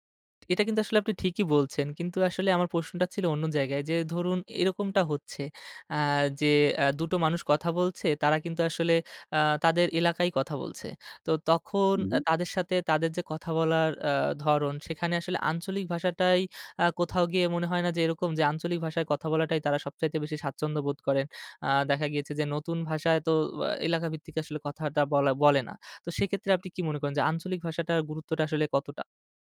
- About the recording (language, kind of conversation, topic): Bengali, podcast, নতুন মানুষের সঙ্গে আপনি কীভাবে স্বচ্ছন্দে কথোপকথন শুরু করেন?
- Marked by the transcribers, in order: other background noise